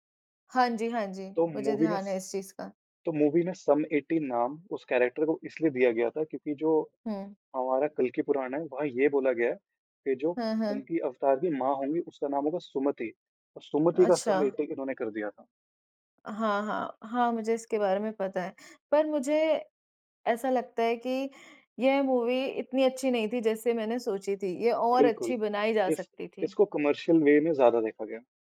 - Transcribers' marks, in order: in English: "मूवी"; in English: "मूवी"; in English: "कैरेक्टर"; in English: "मूवी"; in English: "कमर्शियल वे"
- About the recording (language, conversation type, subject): Hindi, unstructured, क्या इतिहास में कुछ घटनाएँ जानबूझकर छिपाई जाती हैं?